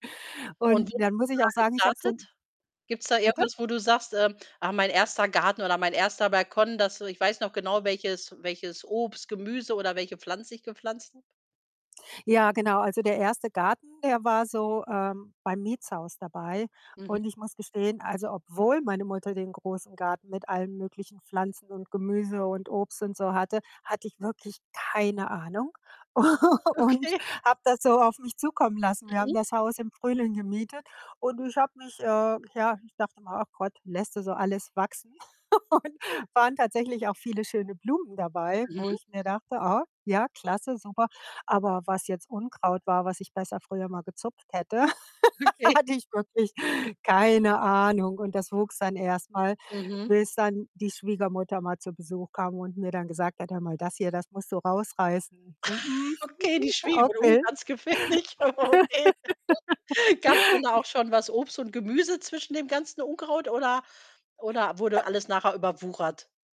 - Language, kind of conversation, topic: German, podcast, Was fasziniert dich am Gärtnern?
- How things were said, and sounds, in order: distorted speech; stressed: "keine"; laughing while speaking: "Okay"; laughing while speaking: "u"; other background noise; chuckle; laughing while speaking: "Und"; laughing while speaking: "Okay"; laugh; stressed: "keine"; chuckle; joyful: "Okay, die Schwiegermutter, uh, ganz"; laughing while speaking: "gefährlich, okay"; chuckle; laugh